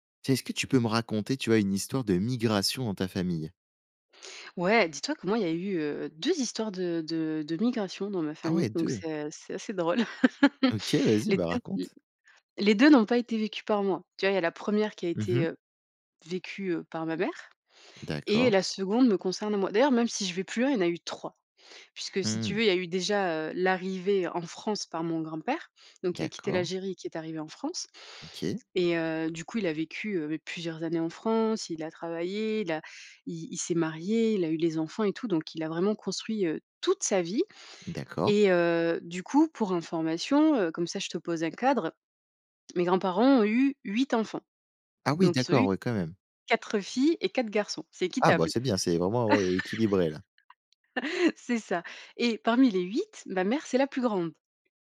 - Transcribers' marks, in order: laugh; stressed: "toute"; laugh; other background noise
- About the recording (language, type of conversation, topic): French, podcast, Peux-tu raconter une histoire de migration dans ta famille ?